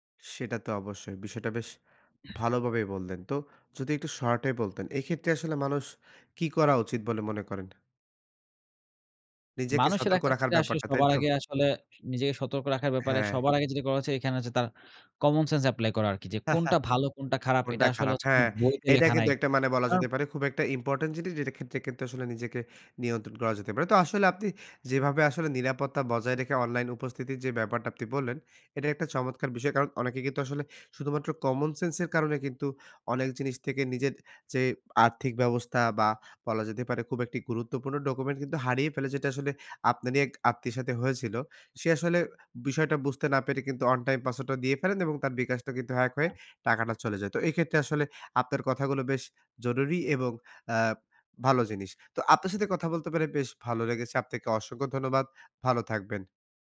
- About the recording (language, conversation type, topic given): Bengali, podcast, নিরাপত্তা বজায় রেখে অনলাইন উপস্থিতি বাড়াবেন কীভাবে?
- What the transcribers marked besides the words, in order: "এক্ষেত্রে" said as "আক্ষেত্রে"; chuckle